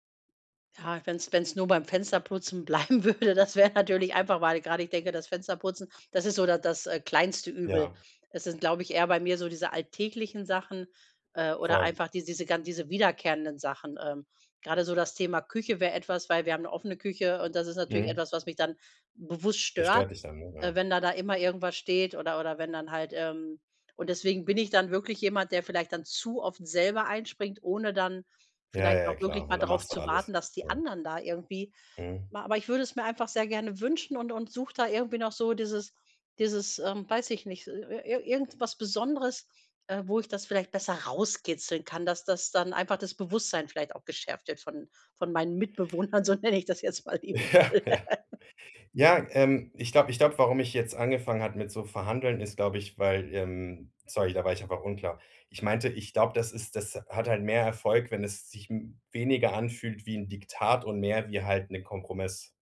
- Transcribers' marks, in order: laughing while speaking: "bleiben würde, das wär natürlich"; tapping; stressed: "rauskitzeln"; laughing while speaking: "Mitbewohnern, so nenne ich das jetzt mal liebevoll"; laughing while speaking: "Ja, ja"; chuckle
- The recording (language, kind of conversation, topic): German, advice, Wie lassen sich Konflikte wegen einer ungleichen Aufteilung der Hausarbeit lösen?